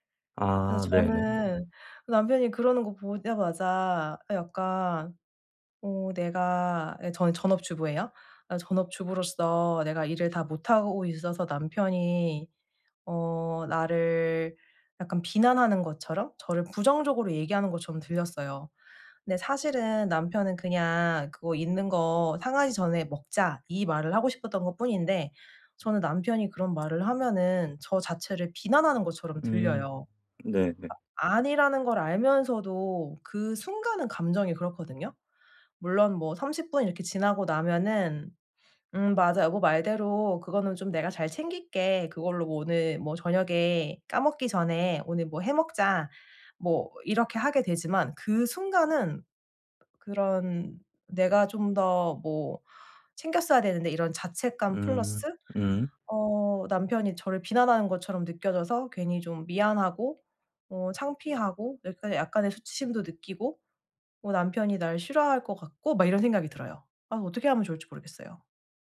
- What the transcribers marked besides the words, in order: other background noise; tapping
- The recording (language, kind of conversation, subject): Korean, advice, 피드백을 들을 때 제 가치와 의견을 어떻게 구분할 수 있을까요?